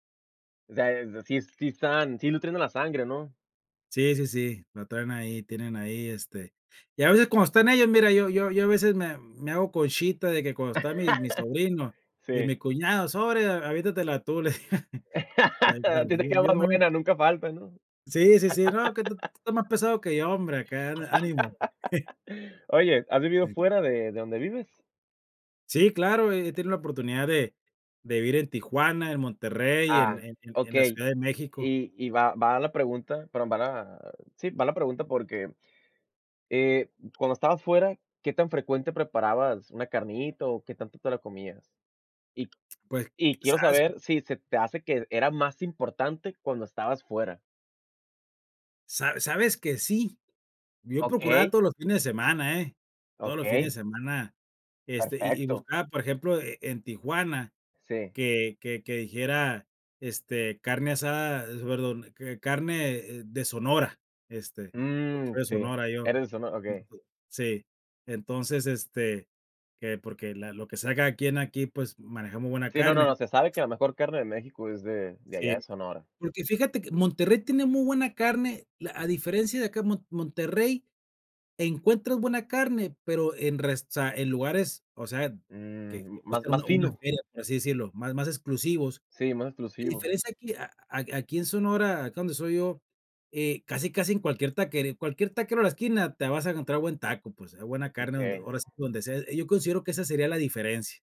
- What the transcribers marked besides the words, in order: other background noise; laugh; laugh; chuckle; laugh; chuckle; tapping
- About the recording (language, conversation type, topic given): Spanish, podcast, ¿Qué sabor o plato te conecta con tus raíces?